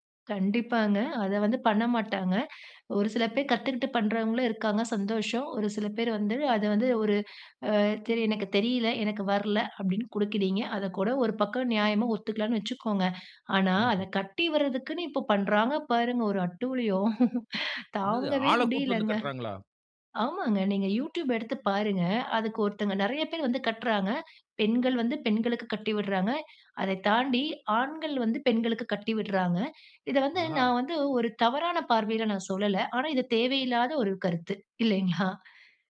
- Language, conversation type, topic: Tamil, podcast, மாடர்ன் ஸ்டைல் அம்சங்களை உங்கள் பாரம்பரியத்தோடு சேர்க்கும்போது அது எப்படிச் செயல்படுகிறது?
- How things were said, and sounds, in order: other background noise; laughing while speaking: "ஒரு அட்டூழியம். தாங்கவே முடியலங்க"; surprised: "என்னது? ஆளை கூட்ன்னு வந்து கட்றாங்களா?"; laughing while speaking: "இல்லைங்களா?"